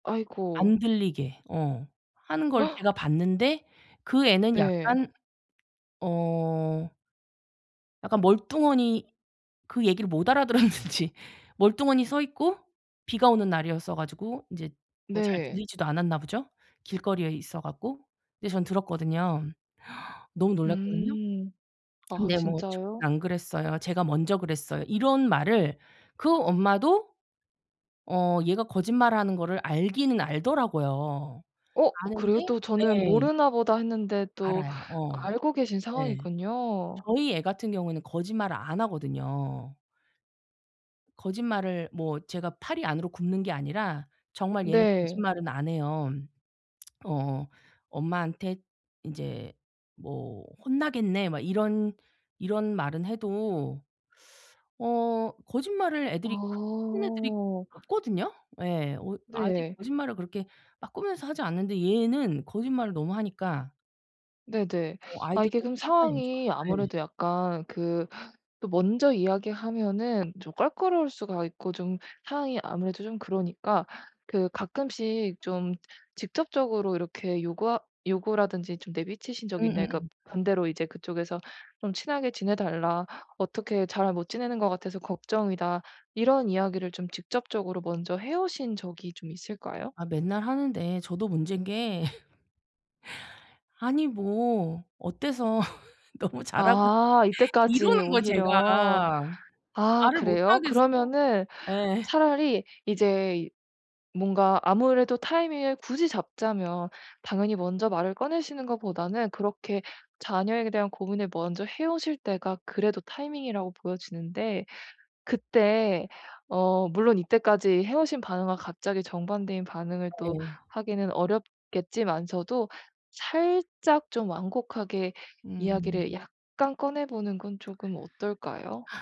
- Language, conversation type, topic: Korean, advice, 상대의 감정을 고려해 상처 주지 않으면서도 건설적인 피드백을 어떻게 하면 좋을까요?
- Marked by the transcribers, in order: gasp; tapping; laughing while speaking: "알아들었는지"; lip smack; other background noise; laugh; laughing while speaking: "너무 잘하는"